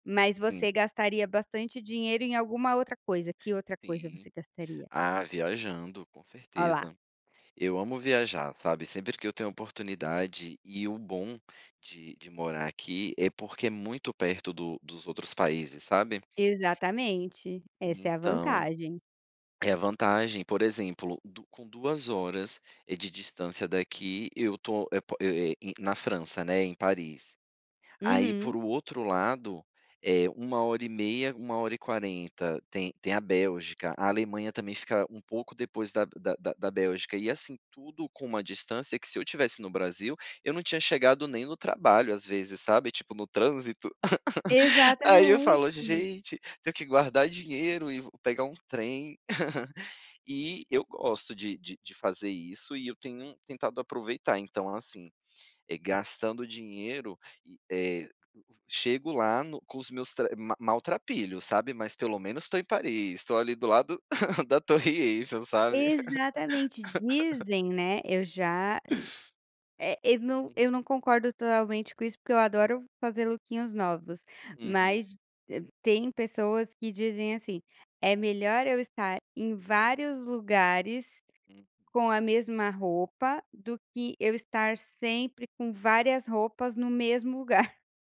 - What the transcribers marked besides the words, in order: other background noise; laugh; laugh; chuckle; laugh; chuckle
- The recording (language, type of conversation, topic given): Portuguese, podcast, Como você decide o que é essencial no guarda-roupa?